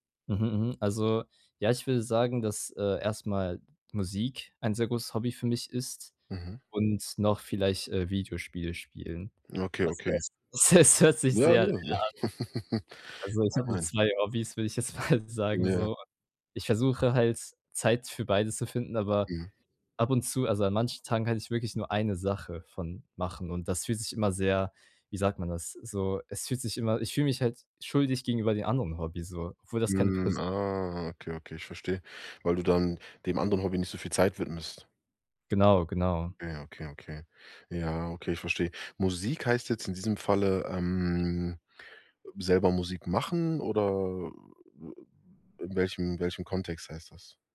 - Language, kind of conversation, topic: German, advice, Wie findest du Zeit, um an deinen persönlichen Zielen zu arbeiten?
- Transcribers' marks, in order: other background noise; laughing while speaking: "es es hört sich sehr an"; unintelligible speech; chuckle; laughing while speaking: "mal"